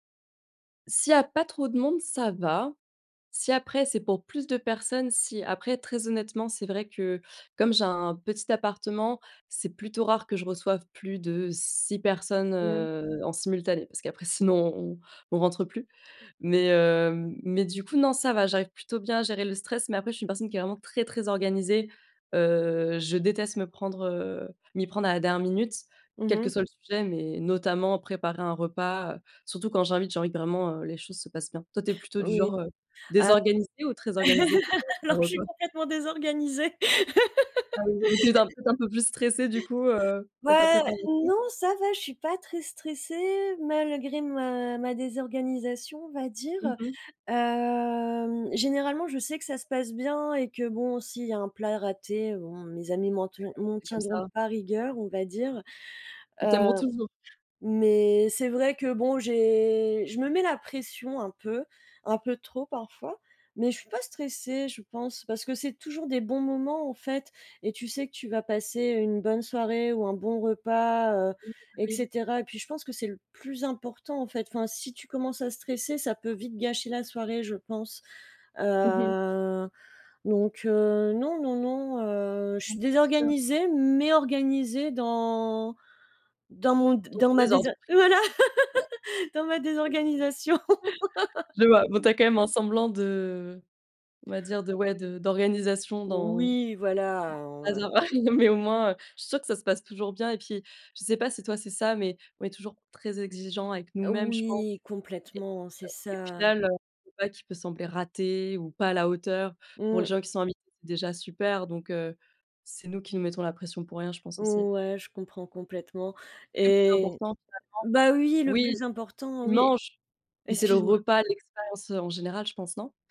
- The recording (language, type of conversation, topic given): French, unstructured, Comment prépares-tu un repas pour une occasion spéciale ?
- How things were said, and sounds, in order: other background noise; laugh; laugh; drawn out: "hem"; drawn out: "heu"; other noise; chuckle; laugh